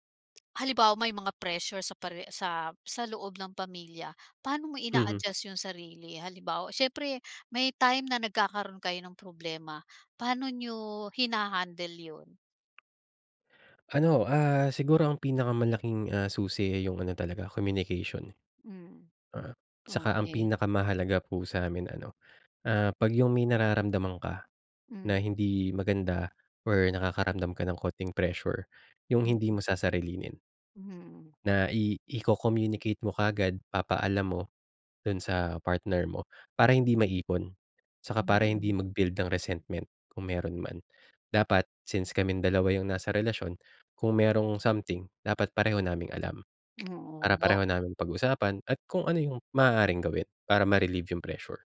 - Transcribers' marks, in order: tapping; other background noise; in English: "resentment"
- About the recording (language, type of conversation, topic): Filipino, podcast, Paano mo pinipili ang taong makakasama mo habang buhay?